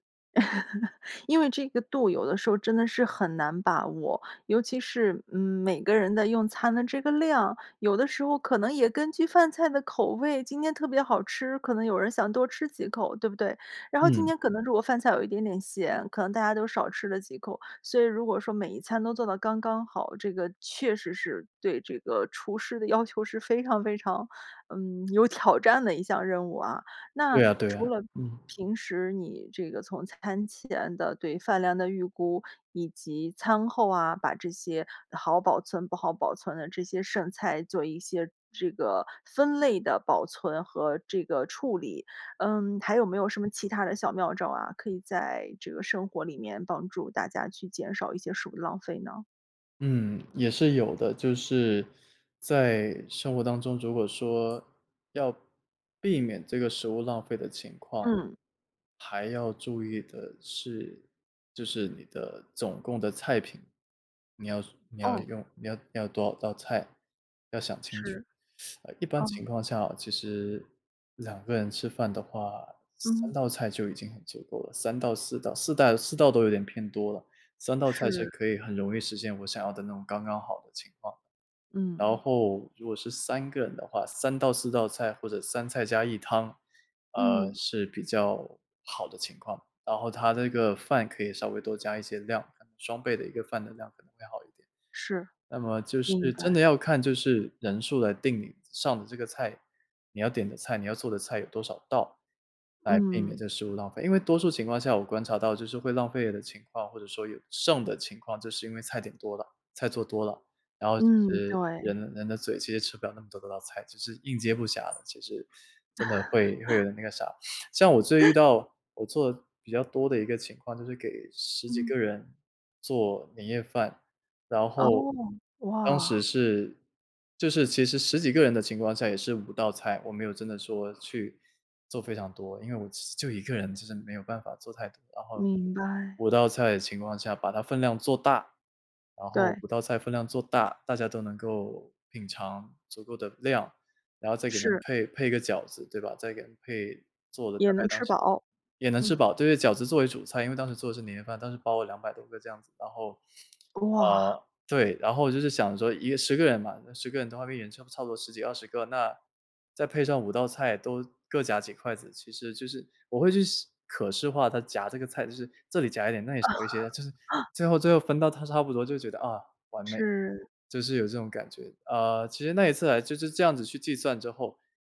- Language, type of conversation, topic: Chinese, podcast, 你觉得减少食物浪费该怎么做？
- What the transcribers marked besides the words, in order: laugh; other background noise; teeth sucking; laugh; laugh; laugh